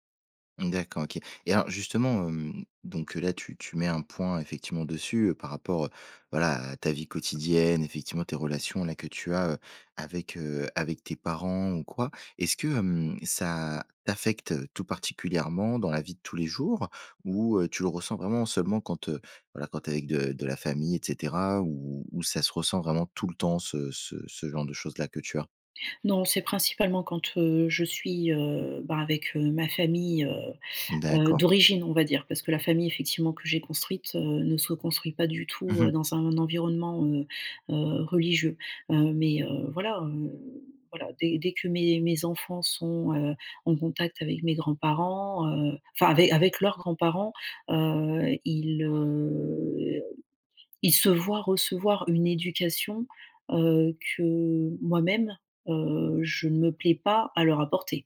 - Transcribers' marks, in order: stressed: "t'affecte"; stressed: "tout"; stressed: "d'origine"; drawn out: "heu"
- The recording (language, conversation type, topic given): French, advice, Comment faire face à une période de remise en question de mes croyances spirituelles ou religieuses ?